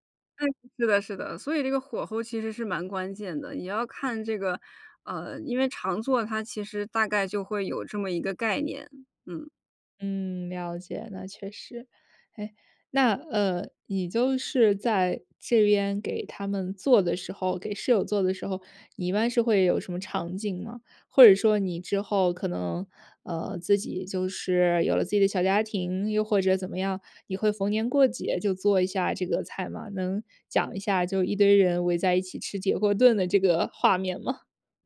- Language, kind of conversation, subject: Chinese, podcast, 家里哪道菜最能让你瞬间安心，为什么？
- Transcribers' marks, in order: laughing while speaking: "铁锅炖的这个画面吗？"